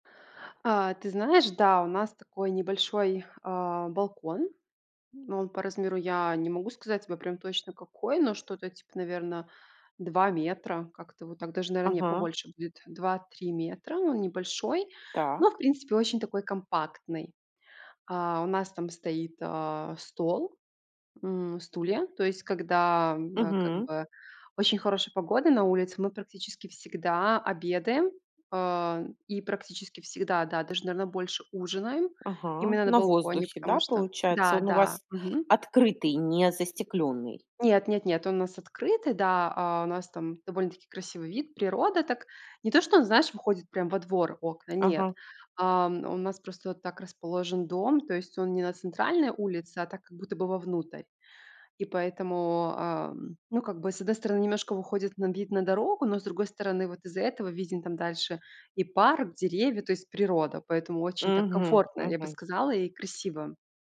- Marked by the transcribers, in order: tapping
- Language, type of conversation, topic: Russian, podcast, Какой балкон или лоджия есть в твоём доме и как ты их используешь?